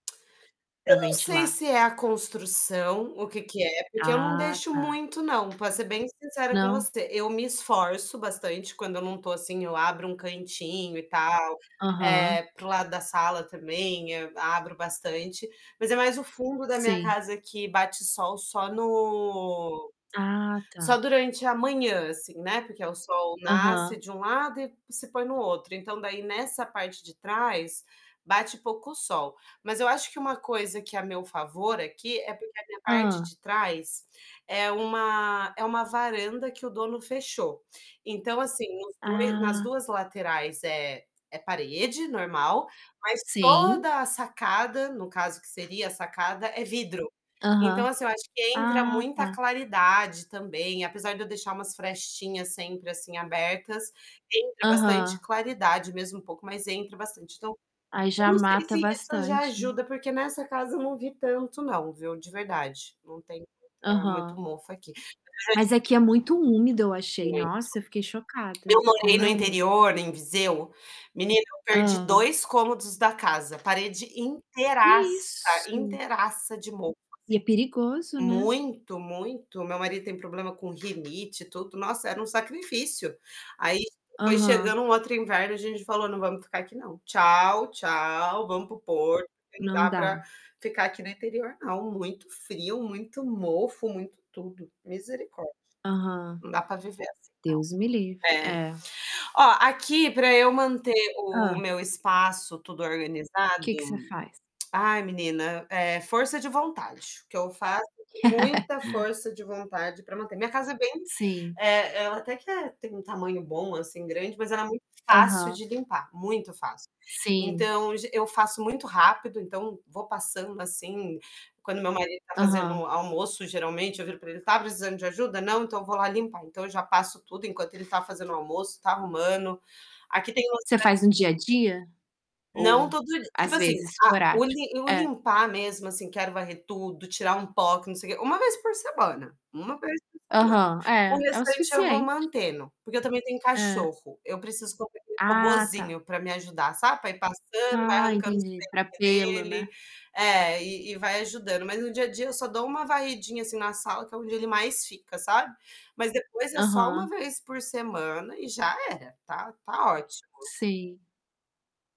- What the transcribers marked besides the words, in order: tapping; other background noise; distorted speech; unintelligible speech; static; chuckle
- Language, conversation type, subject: Portuguese, unstructured, Quais são os efeitos de um ambiente organizado na sua paz interior?
- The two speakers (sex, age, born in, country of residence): female, 30-34, Brazil, Portugal; female, 35-39, Brazil, Italy